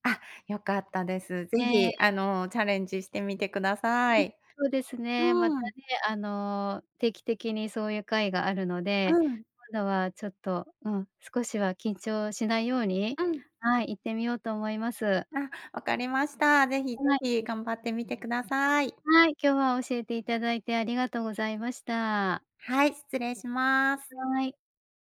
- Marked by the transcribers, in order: other background noise; unintelligible speech; tapping
- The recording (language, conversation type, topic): Japanese, advice, 飲み会や集まりで緊張して楽しめないのはなぜですか？